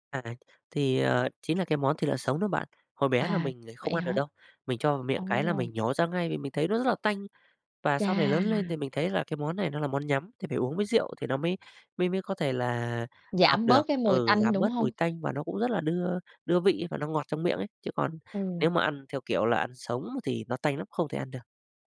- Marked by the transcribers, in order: tapping
- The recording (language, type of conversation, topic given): Vietnamese, podcast, Bạn kể câu chuyện của gia đình mình qua món ăn như thế nào?
- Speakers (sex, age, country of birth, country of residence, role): female, 30-34, Vietnam, Vietnam, host; male, 35-39, Vietnam, Vietnam, guest